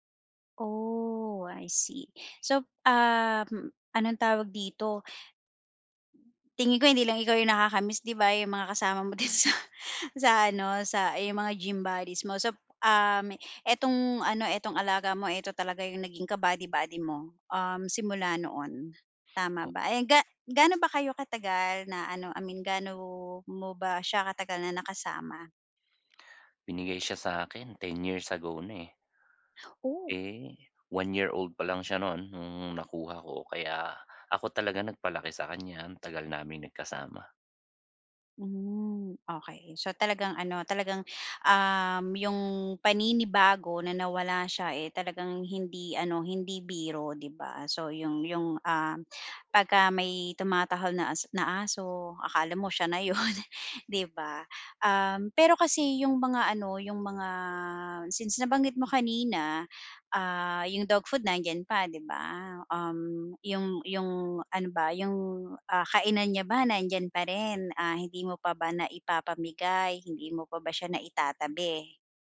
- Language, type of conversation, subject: Filipino, advice, Paano ako haharap sa biglaang pakiramdam ng pangungulila?
- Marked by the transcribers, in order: tapping